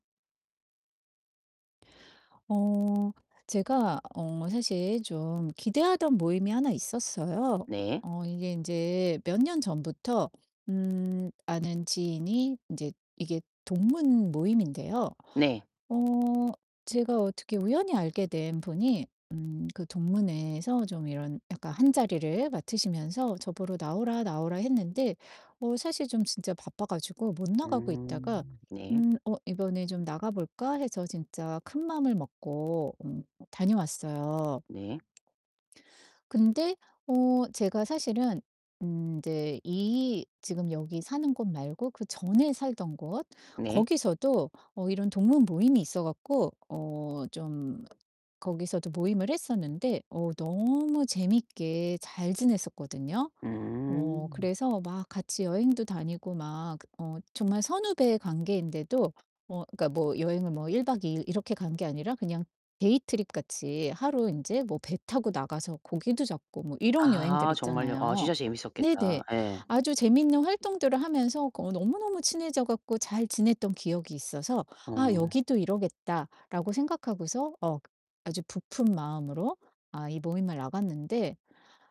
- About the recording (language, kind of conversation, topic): Korean, advice, 파티나 휴일이 기대와 달라서 실망하거나 피곤할 때는 어떻게 하면 좋을까요?
- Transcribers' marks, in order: distorted speech; tapping; other background noise; in English: "데이 트립"